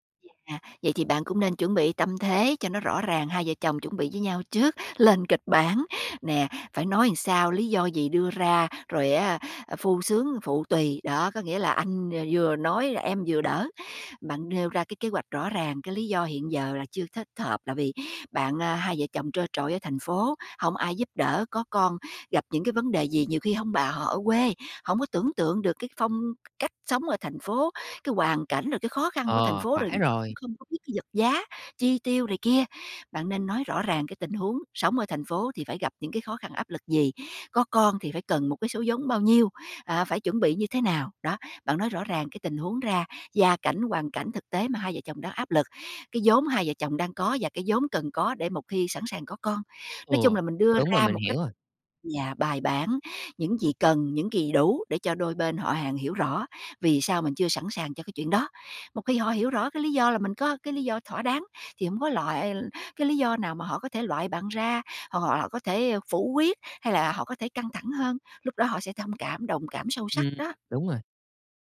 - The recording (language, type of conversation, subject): Vietnamese, advice, Bạn cảm thấy thế nào khi bị áp lực phải có con sau khi kết hôn?
- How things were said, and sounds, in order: laughing while speaking: "lên"; "làm" said as "ừn"; "thích hợp" said as "thợp"; tapping